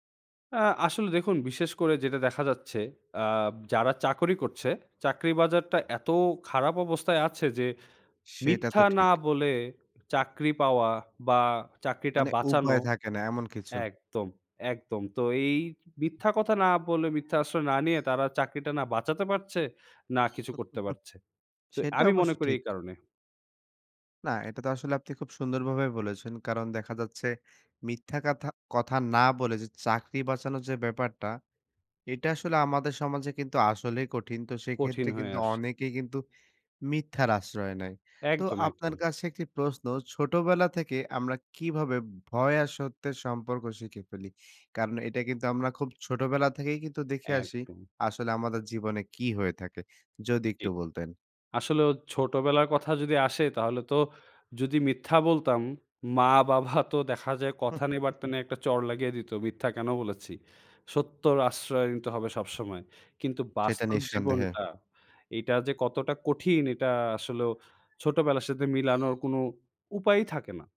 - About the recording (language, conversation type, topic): Bengali, podcast, ভয় কাটিয়ে সত্য কথা বলা কীভাবে সহজ করা যায়?
- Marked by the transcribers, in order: horn; chuckle; scoff; chuckle; other background noise